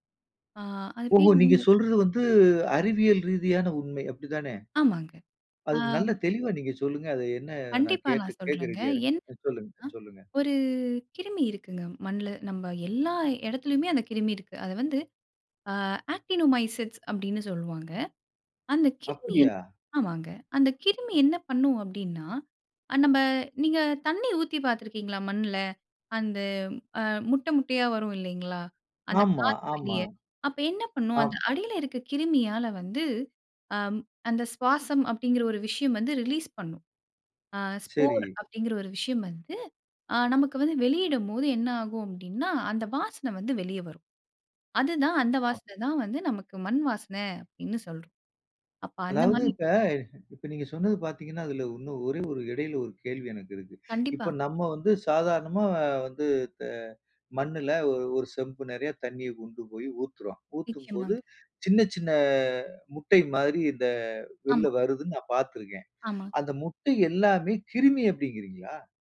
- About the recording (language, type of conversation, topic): Tamil, podcast, இயற்கையின் மண் வாசனை உங்களுக்கு என்ன நினைவுகளைத் தூண்டும்?
- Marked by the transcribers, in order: in English: "ஆக்டினோமைசிட்ஸ்"; in English: "ரிலீஸ்"; in English: "ஸ்போர்"; "வெளில" said as "வெள்ல"